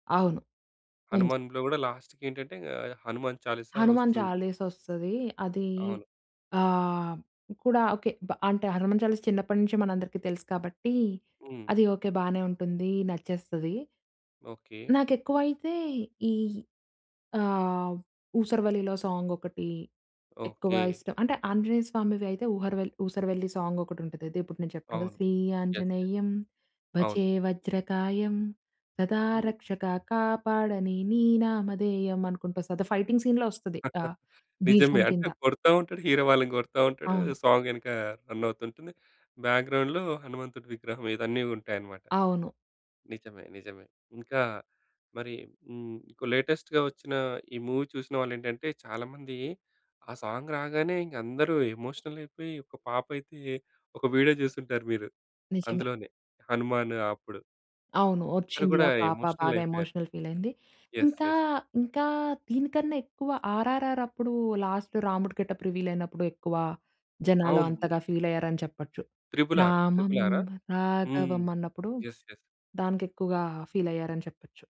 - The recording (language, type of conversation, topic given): Telugu, podcast, సంగీతంలో నీకు గిల్టీ ప్లెజర్‌గా అనిపించే పాట ఏది?
- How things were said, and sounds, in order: in English: "లాస్ట్‌కి"; in English: "సాంగ్"; in English: "యెస్, యెస్"; singing: "శ్రీ ఆంజనేయం భజే వజ్రకాయం సదా రక్షక కాపాడని నీ నామధేయం"; in English: "ఫైటింగ్ సీన్‌లో"; laugh; in English: "హీరో"; in English: "సాంగ్"; in English: "బ్యాక్‌గ్రౌండ్‌లో"; in English: "లేటెస్ట్‌గా"; in English: "మూవీ"; in English: "సాంగ్"; in English: "ఎమోషనల్"; in English: "ఎమోషనల్"; in English: "యెస్, యెస్"; in English: "లాస్ట్‌లో"; in English: "గెటప్"; in English: "ఫీల్"; singing: "రామం రాఘవం"; in English: "యెస్. యెస్"